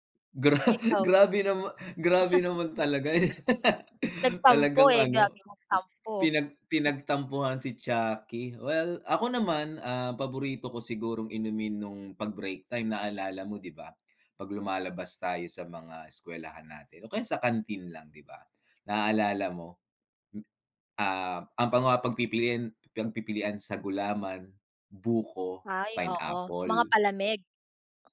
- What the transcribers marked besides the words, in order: laughing while speaking: "Gra grabe nama grabe naman talaga, eh"; laugh
- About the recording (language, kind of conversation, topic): Filipino, unstructured, Ano ang mga paboritong inumin ng mga estudyante tuwing oras ng pahinga?